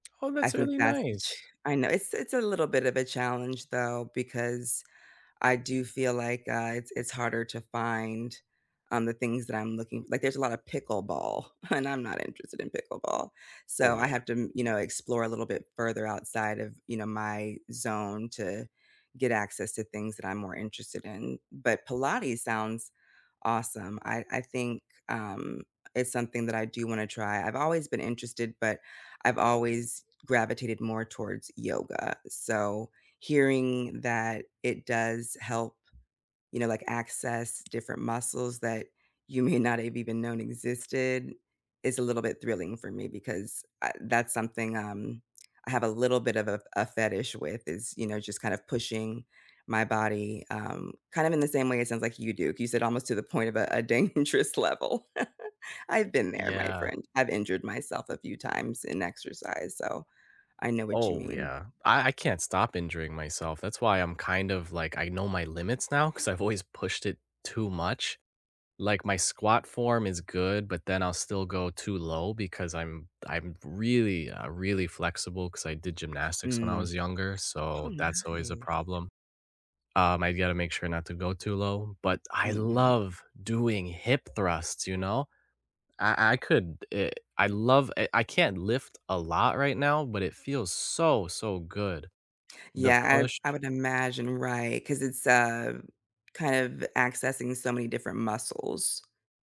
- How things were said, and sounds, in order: laughing while speaking: "and"; laughing while speaking: "may"; laughing while speaking: "dangerous"; chuckle; other noise; other background noise; stressed: "really"; stressed: "so"
- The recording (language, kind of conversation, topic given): English, unstructured, What is a small joy that made your week?
- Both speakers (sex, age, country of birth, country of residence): female, 40-44, United States, United States; male, 25-29, United States, United States